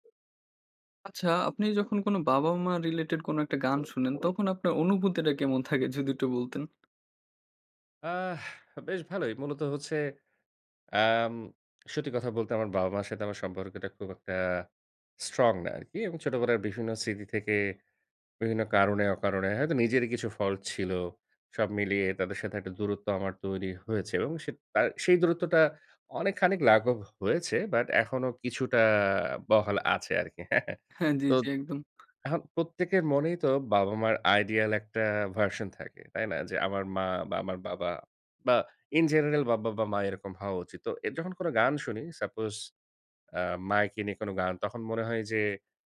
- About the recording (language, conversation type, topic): Bengali, podcast, আপনার বাবা-মা যে গানগুলো গাইতেন বা শুনতেন, সেগুলো শুনলে আপনার কেমন লাগে?
- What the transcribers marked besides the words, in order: in English: "রিলেটেড"; tapping; chuckle; in English: "আইডিয়াল"; in English: "ইন জেনারেল"; in English: "সাপোজ"